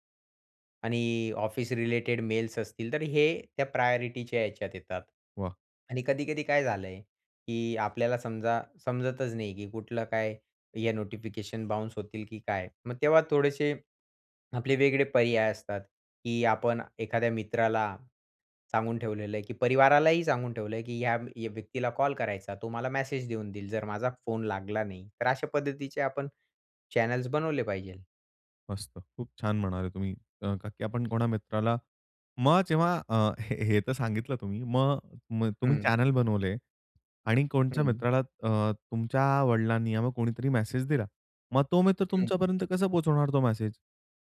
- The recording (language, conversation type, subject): Marathi, podcast, सूचना
- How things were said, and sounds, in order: in English: "प्रायोरिटीच्या"; other background noise; in English: "चॅनल्स"; tapping; in English: "चॅनेल"